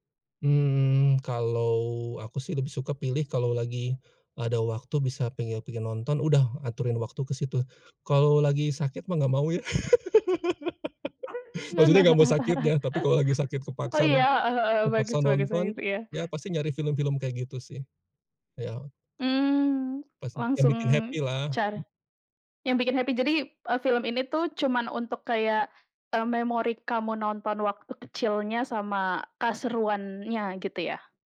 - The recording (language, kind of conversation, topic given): Indonesian, podcast, Film apa yang paling berkesan buat kamu, dan kenapa begitu?
- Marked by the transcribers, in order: drawn out: "kalau"; laugh; chuckle; tapping; in English: "happy"; in English: "happy"; other background noise; "keseruannya" said as "kaseruannya"